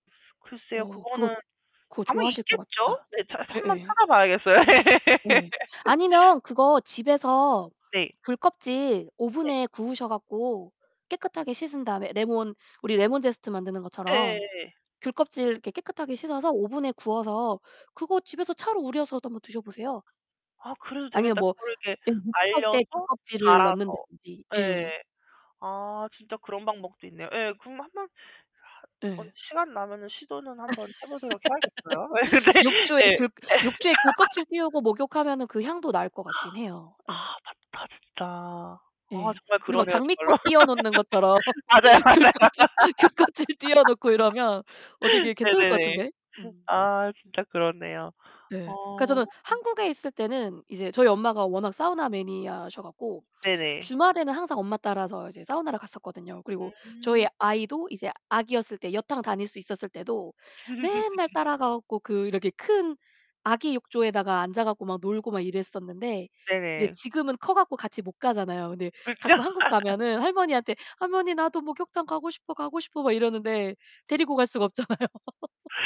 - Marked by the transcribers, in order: tapping; laughing while speaking: "찾아 봐야겠어요"; laugh; other background noise; distorted speech; laugh; laughing while speaking: "예 네"; laughing while speaking: "예"; laugh; gasp; laughing while speaking: "것처럼 귤껍질, 귤껍질 띄워 놓고"; laugh; laughing while speaking: "맞아요, 맞아요"; laugh; laugh; laughing while speaking: "그렇죠?"; laugh; laughing while speaking: "없잖아요"; laugh
- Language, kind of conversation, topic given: Korean, unstructured, 일상 속에서 나를 행복하게 만드는 작은 순간은 무엇인가요?